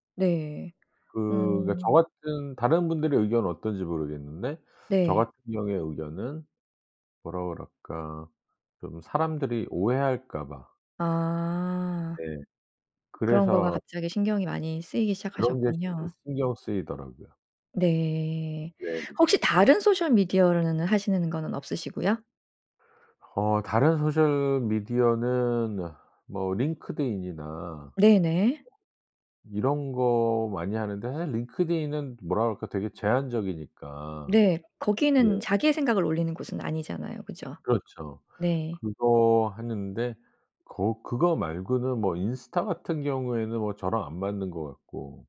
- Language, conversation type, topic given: Korean, podcast, 소셜 미디어에 게시할 때 가장 신경 쓰는 점은 무엇인가요?
- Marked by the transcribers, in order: other background noise